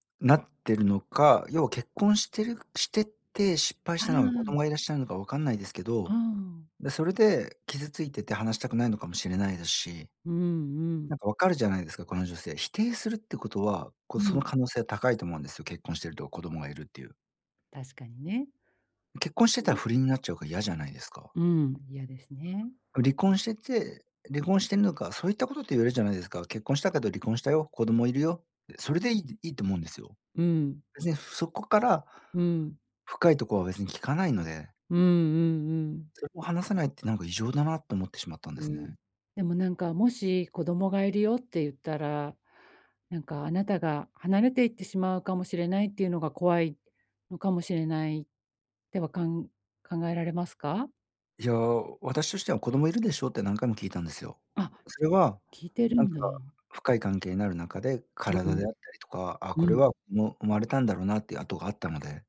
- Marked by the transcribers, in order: none
- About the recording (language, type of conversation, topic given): Japanese, advice, 引っ越しで生じた別れの寂しさを、どう受け止めて整理すればいいですか？